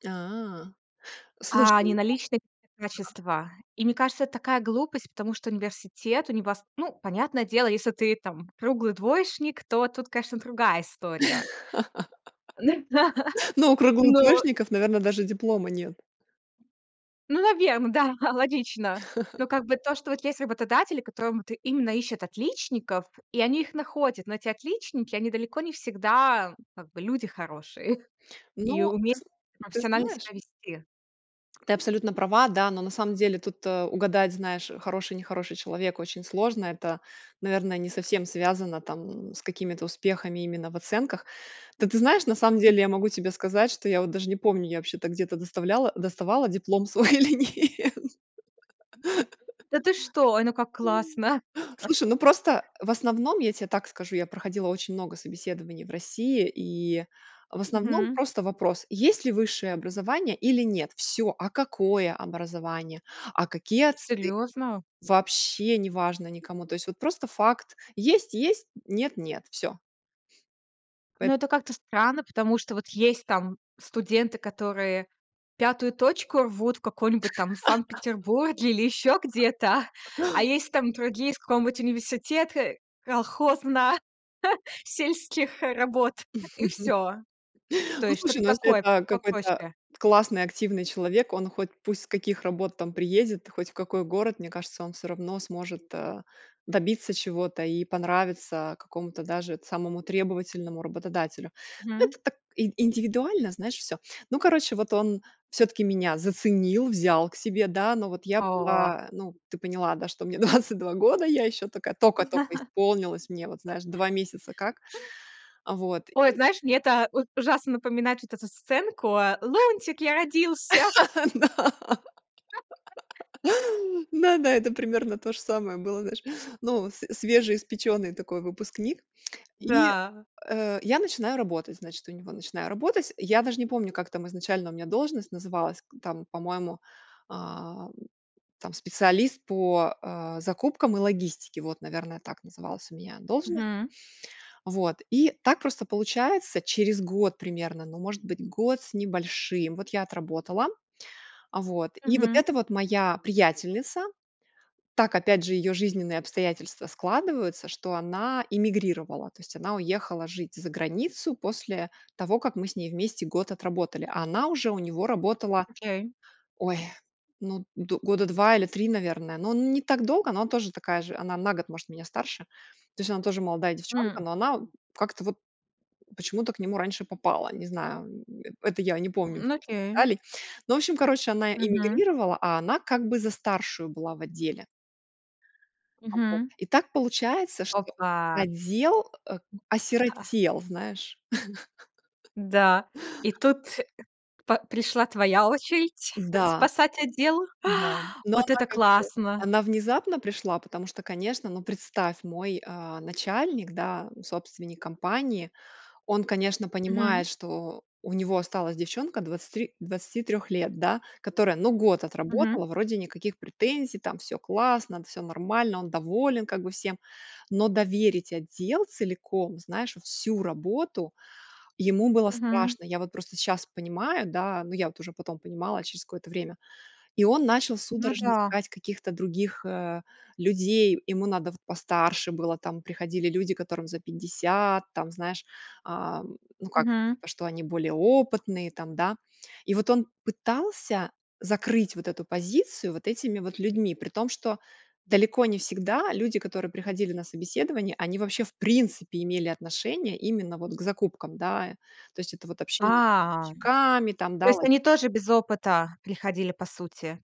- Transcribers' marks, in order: drawn out: "А"; other background noise; laugh; laughing while speaking: "Ну да"; tapping; laugh; chuckle; laughing while speaking: "нет"; laugh; surprised: "Серьезно?"; laugh; laugh; chuckle; chuckle; laugh; drawn out: "О"; laughing while speaking: "двадцать два"; laugh; laugh; laughing while speaking: "Да"; laugh; tongue click; inhale; stressed: "как бы"; laugh; chuckle; inhale
- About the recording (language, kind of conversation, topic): Russian, podcast, Как произошёл ваш первый серьёзный карьерный переход?